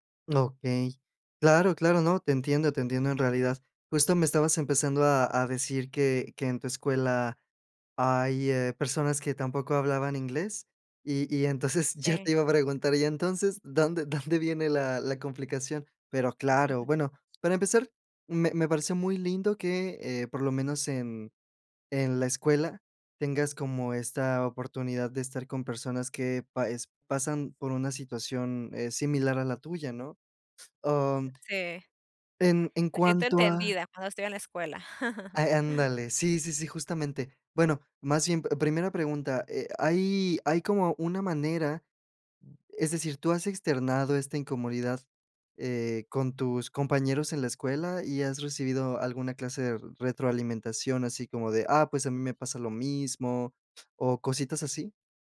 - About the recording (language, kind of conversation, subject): Spanish, advice, ¿Cómo puedo manejar la inseguridad al hablar en un nuevo idioma después de mudarme?
- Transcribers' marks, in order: laughing while speaking: "entonces"; laughing while speaking: "dónde"; chuckle; tapping; other background noise; chuckle